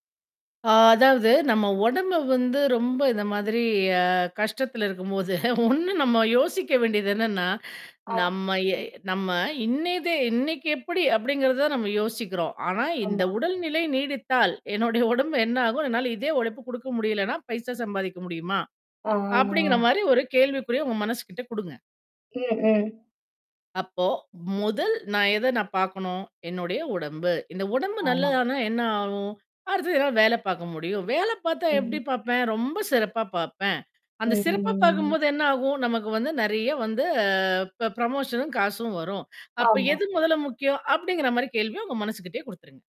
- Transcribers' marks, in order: static; laughing while speaking: "இருக்கும்போது"; tapping; distorted speech; in English: "புரமோஷனும்"
- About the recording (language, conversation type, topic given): Tamil, podcast, உடல்நிலையும் மனநிலையும் ஒருமுகக் கவன நிலையுடன் தொடர்புடையதா?